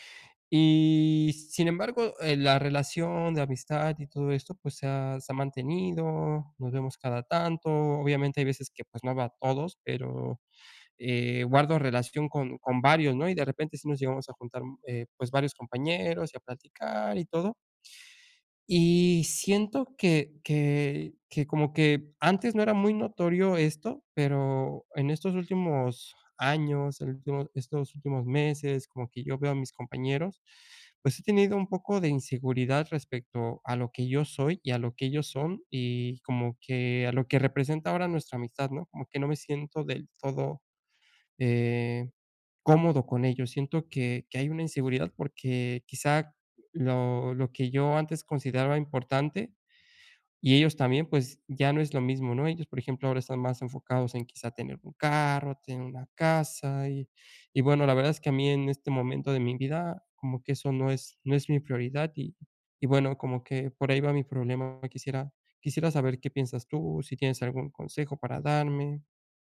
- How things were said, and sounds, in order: none
- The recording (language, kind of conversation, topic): Spanish, advice, ¿Cómo puedo aceptar mi singularidad personal cuando me comparo con los demás y me siento inseguro?